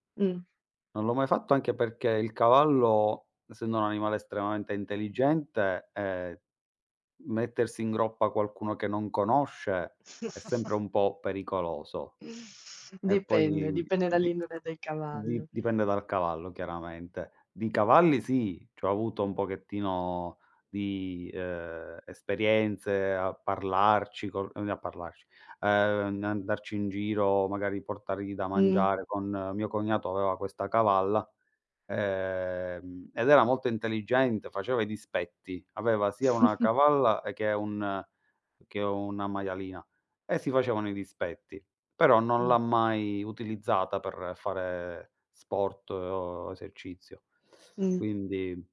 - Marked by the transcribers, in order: other background noise; tapping; chuckle; drawn out: "ehm"; chuckle
- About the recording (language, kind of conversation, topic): Italian, unstructured, Cosa ti motiva a continuare a fare esercizio con regolarità?
- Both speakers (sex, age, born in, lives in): female, 20-24, Italy, Italy; male, 35-39, Italy, Italy